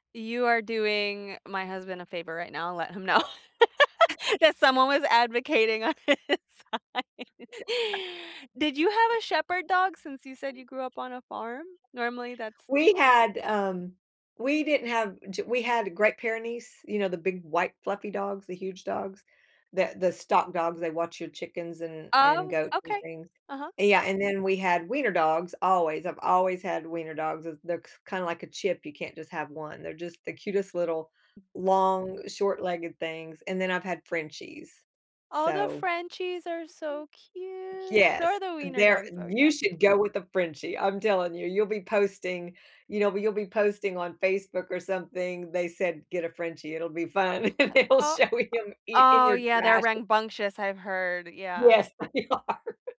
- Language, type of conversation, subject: English, unstructured, Why do you think pets become part of the family?
- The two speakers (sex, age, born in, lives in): female, 30-34, United States, United States; female, 60-64, United States, United States
- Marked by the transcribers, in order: laughing while speaking: "know"; chuckle; laugh; laughing while speaking: "his side"; laugh; other background noise; drawn out: "cute"; laugh; laughing while speaking: "They'll show him"; "rambunctious" said as "rangbunctious"; laughing while speaking: "They are"